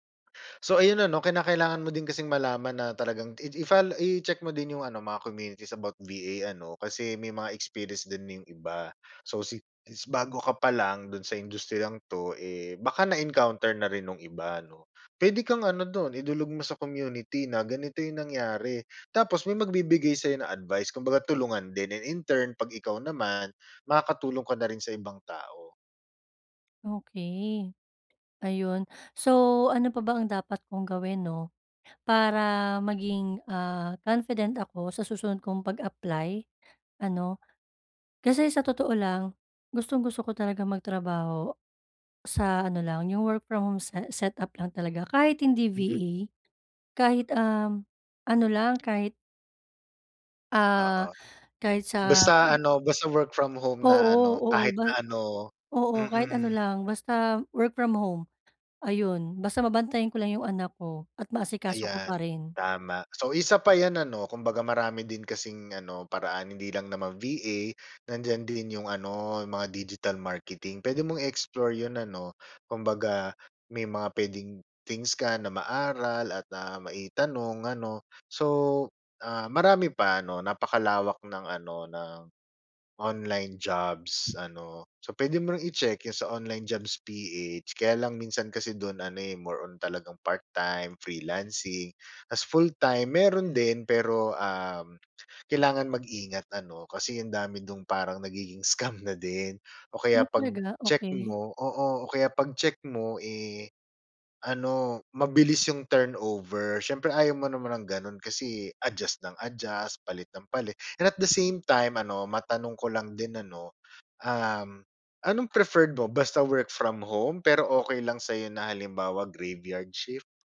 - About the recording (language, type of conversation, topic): Filipino, advice, Paano ko muling mapananatili ang kumpiyansa sa sarili matapos ang pagkabigo?
- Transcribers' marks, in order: gasp; in English: "in turn"; tapping; in English: "digital marketing"; in English: "i-explore"; in English: "turnover"; in English: "preferred"; in English: "graveyard shift?"